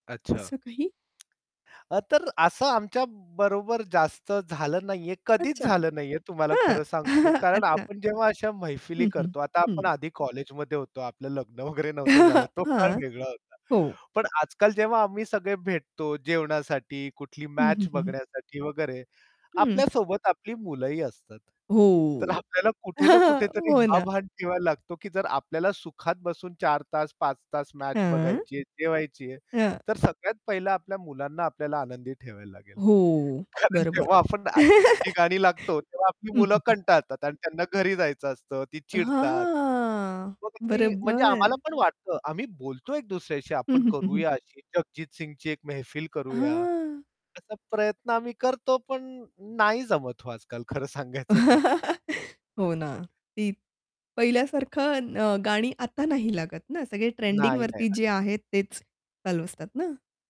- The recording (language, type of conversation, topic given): Marathi, podcast, अल्गोरिदमने सुचवलेलं गाणं आणि मित्राने सुचवलेलं गाणं यांत तुम्हाला काय वेगळं वाटतं?
- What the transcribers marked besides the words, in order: other background noise; tapping; chuckle; laughing while speaking: "आपलं लग्न वगैरे नव्हतं झालं"; chuckle; chuckle; static; distorted speech; laugh; drawn out: "हां"; drawn out: "हं"; laughing while speaking: "खरं"; laugh; unintelligible speech